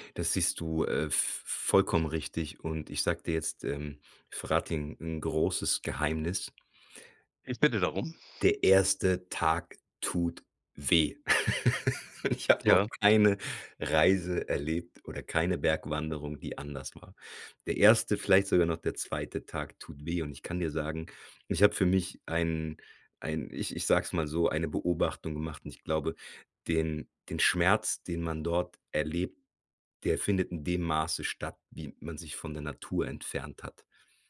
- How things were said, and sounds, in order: laugh
- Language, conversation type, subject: German, podcast, Welcher Ort hat dir innere Ruhe geschenkt?